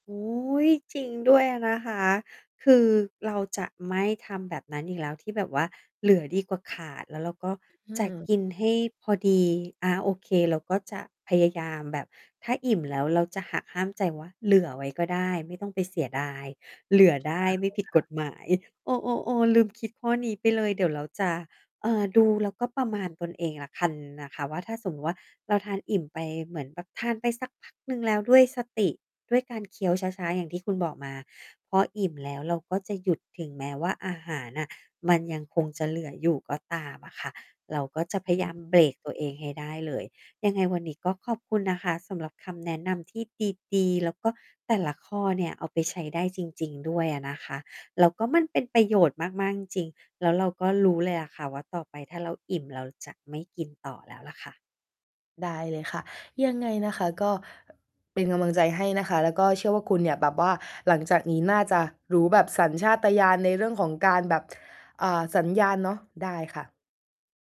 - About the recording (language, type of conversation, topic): Thai, advice, จะสังเกตสัญญาณหิวและอิ่มของร่างกายได้อย่างไร?
- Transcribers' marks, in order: other background noise; distorted speech; other noise